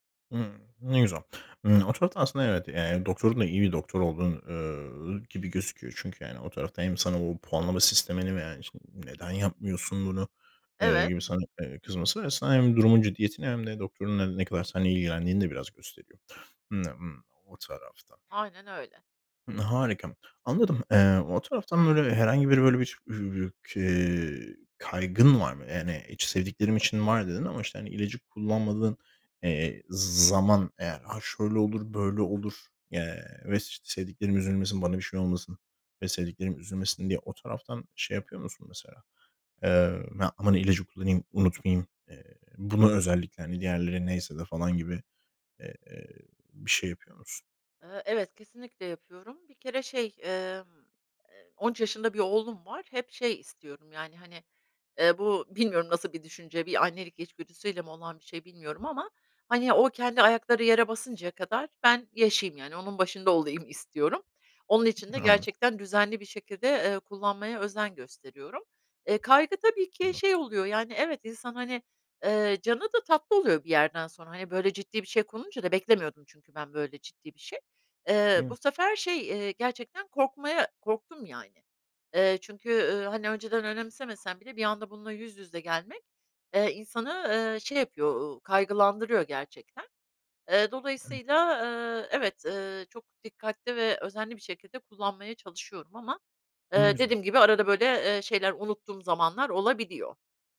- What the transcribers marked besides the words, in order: unintelligible speech; other noise; unintelligible speech; tapping; other background noise
- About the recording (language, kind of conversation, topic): Turkish, advice, İlaçlarınızı veya takviyelerinizi düzenli olarak almamanızın nedeni nedir?